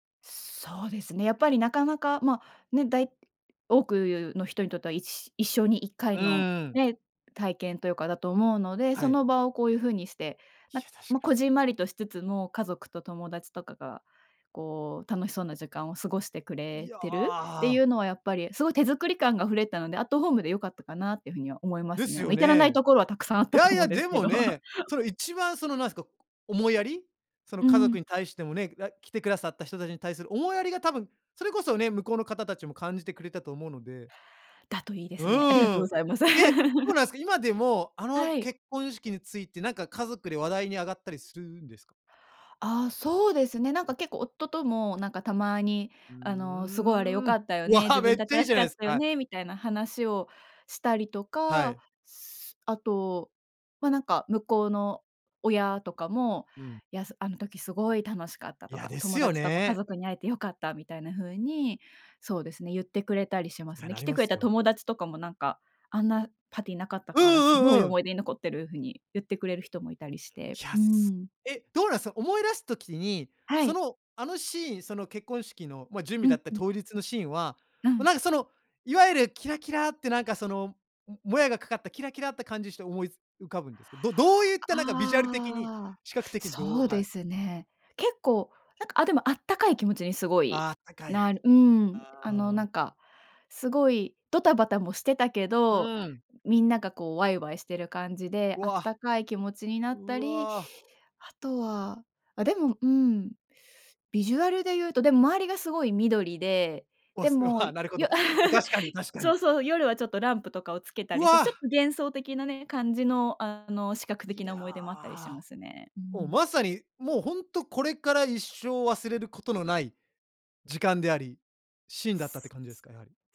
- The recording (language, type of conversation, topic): Japanese, podcast, 家族との思い出で一番心に残っていることは？
- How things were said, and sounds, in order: laugh; laugh; other background noise